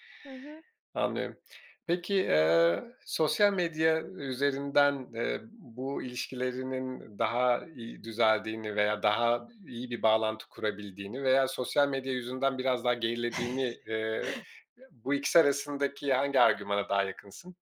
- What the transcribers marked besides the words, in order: chuckle
- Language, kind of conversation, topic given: Turkish, podcast, Gerçek bir dostu nasıl anlarsın?